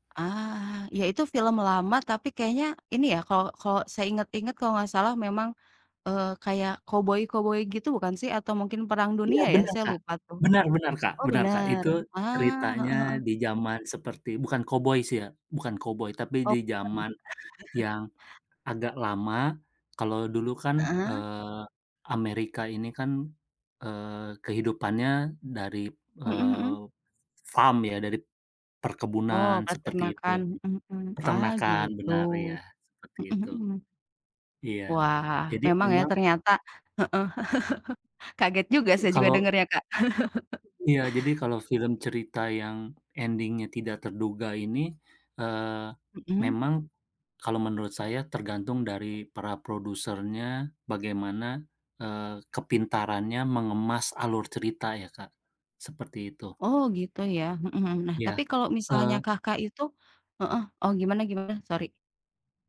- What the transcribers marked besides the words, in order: tapping; chuckle; in English: "farm"; other background noise; chuckle; chuckle; in English: "ending-nya"
- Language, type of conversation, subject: Indonesian, unstructured, Pernahkah kamu terkejut dengan akhir cerita dalam film atau buku?